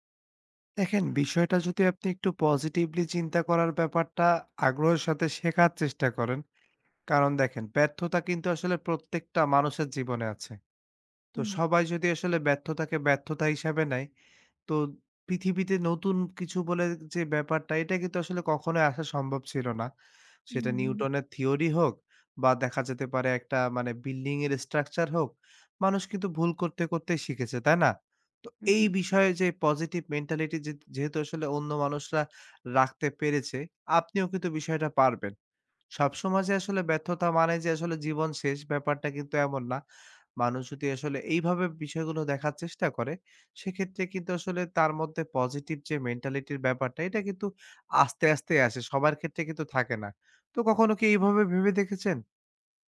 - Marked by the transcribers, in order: tapping; other background noise; unintelligible speech
- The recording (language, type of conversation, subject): Bengali, advice, জনসমক্ষে ভুল করার পর তীব্র সমালোচনা সহ্য করে কীভাবে মানসিক শান্তি ফিরিয়ে আনতে পারি?